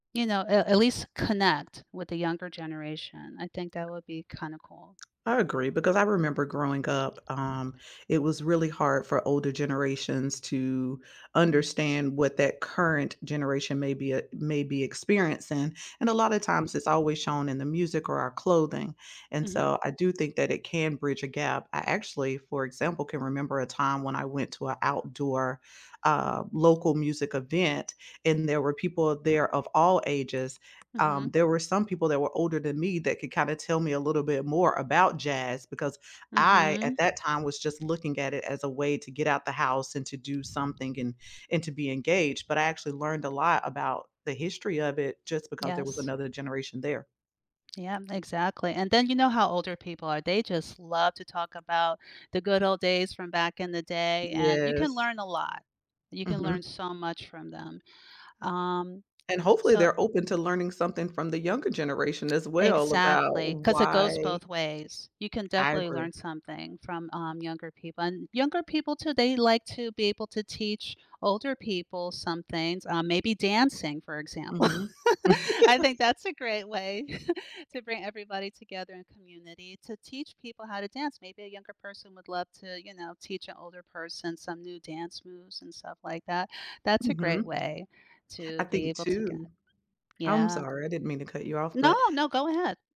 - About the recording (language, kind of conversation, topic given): English, unstructured, How do local music events bring people together and build a sense of community?
- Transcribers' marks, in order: tapping; other background noise; chuckle; laugh; chuckle